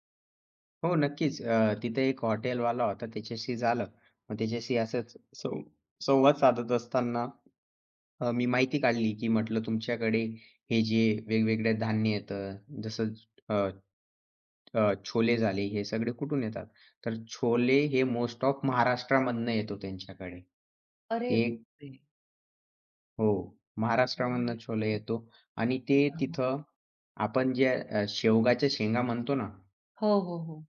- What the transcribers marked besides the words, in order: tapping; in English: "मोस्ट ऑफ"; surprised: "अरे बापरे!"; unintelligible speech
- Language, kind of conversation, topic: Marathi, podcast, एकट्याने स्थानिक खाण्याचा अनुभव तुम्हाला कसा आला?